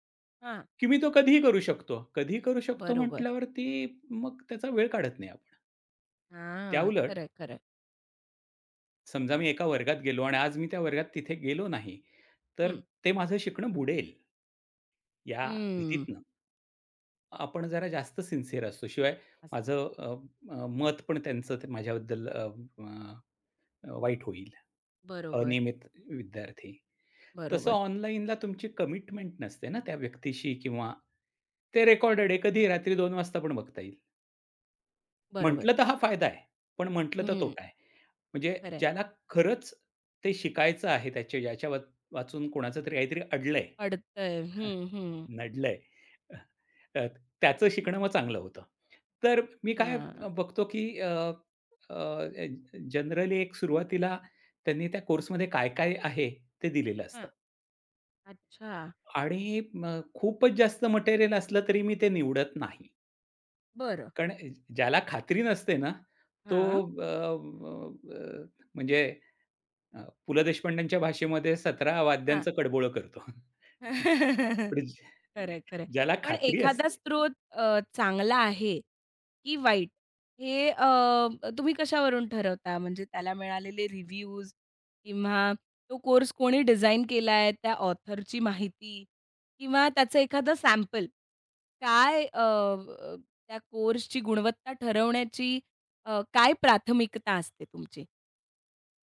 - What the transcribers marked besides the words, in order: other background noise; in English: "सिन्सिअर"; in English: "कमिटमेंट"; chuckle; in English: "जनरली"; chuckle; laughing while speaking: "करतो, म्हणजे"; chuckle; horn; in English: "रिव्ह्यूज"; in English: "ऑथरची"
- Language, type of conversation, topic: Marathi, podcast, कोर्स, पुस्तक किंवा व्हिडिओ कशा प्रकारे निवडता?